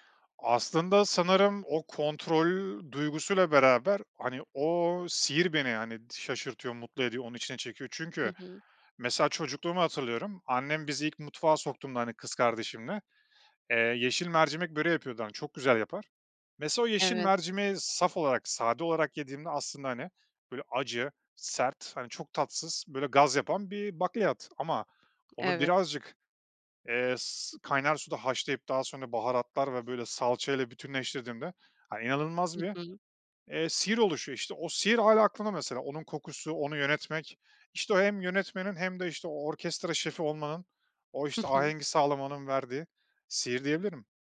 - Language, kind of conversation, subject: Turkish, podcast, Basit bir yemek hazırlamak seni nasıl mutlu eder?
- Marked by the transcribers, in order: tapping; other background noise; laughing while speaking: "Hı hı"